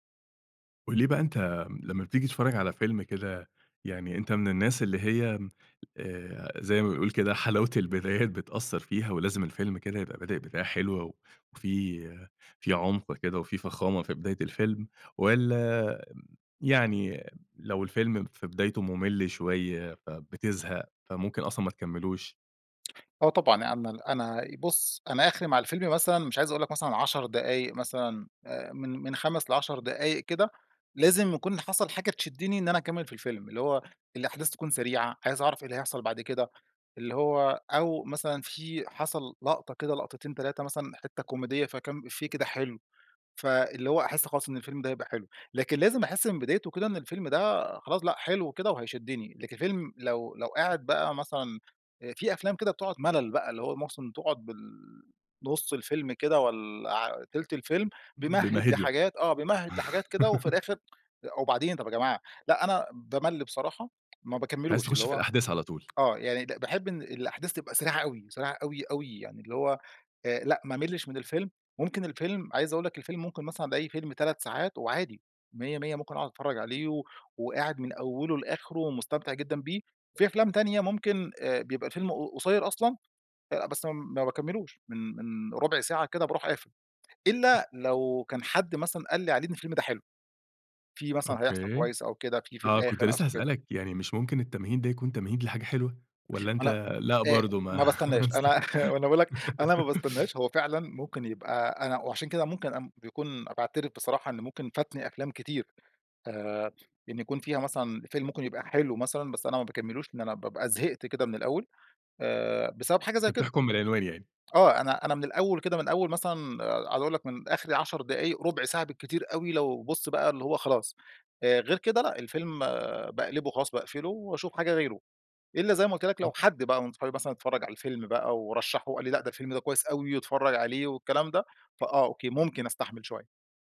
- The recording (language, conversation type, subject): Arabic, podcast, إيه أكتر حاجة بتشدك في بداية الفيلم؟
- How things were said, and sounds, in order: laughing while speaking: "حلاوة البدايات"; tapping; laugh; tsk; unintelligible speech; laugh; laughing while speaking: "ما"; unintelligible speech